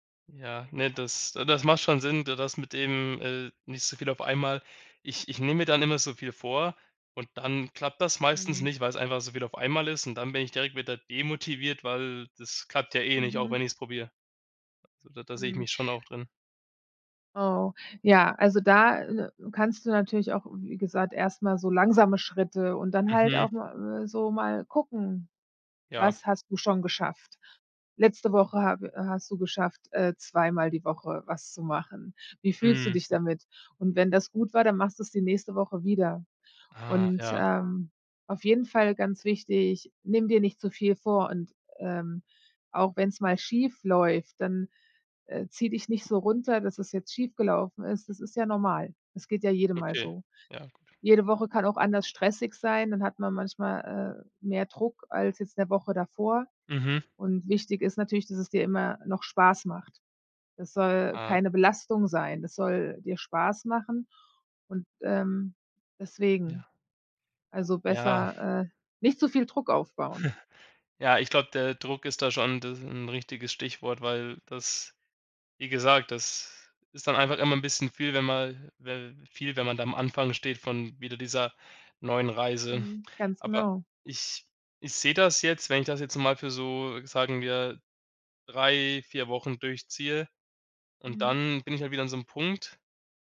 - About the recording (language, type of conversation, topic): German, advice, Warum fehlt mir die Motivation, regelmäßig Sport zu treiben?
- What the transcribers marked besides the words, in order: other background noise; chuckle